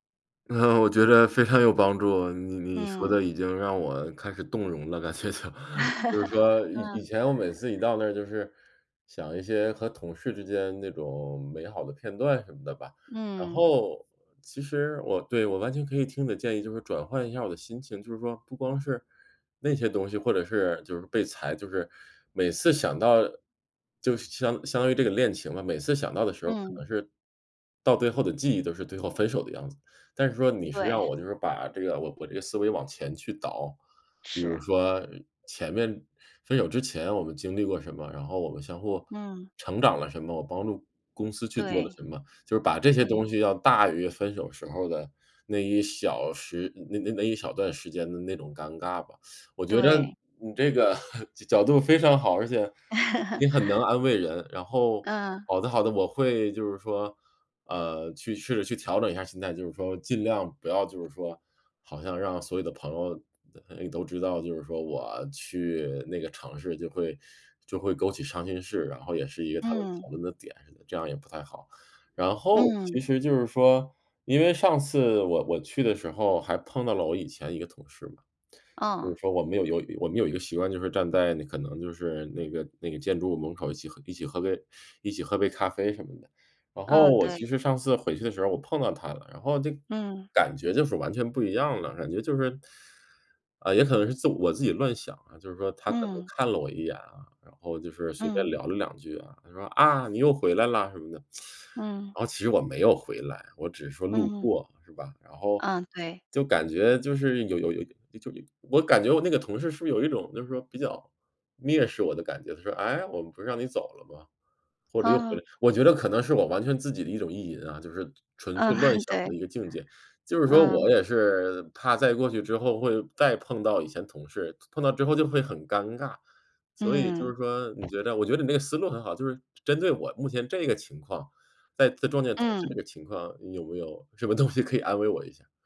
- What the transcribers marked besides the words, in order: laughing while speaking: "就"; laugh; teeth sucking; chuckle; laugh; lip smack; teeth sucking; chuckle; laughing while speaking: "对"; tsk; tapping; laughing while speaking: "什么东西"
- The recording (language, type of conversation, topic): Chinese, advice, 回到熟悉的场景时我总会被触发进入不良模式，该怎么办？